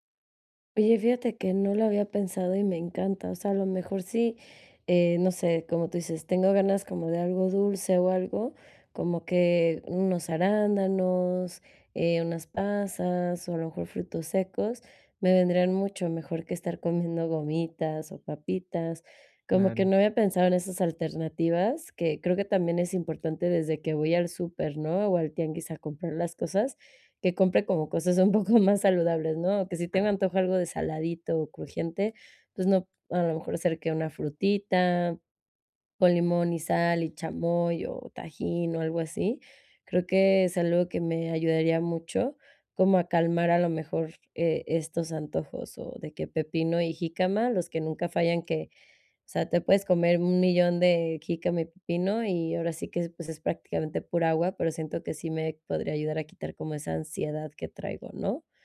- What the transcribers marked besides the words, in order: laughing while speaking: "poco más"; chuckle
- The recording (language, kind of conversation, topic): Spanish, advice, ¿Cómo puedo controlar mis antojos y el hambre emocional?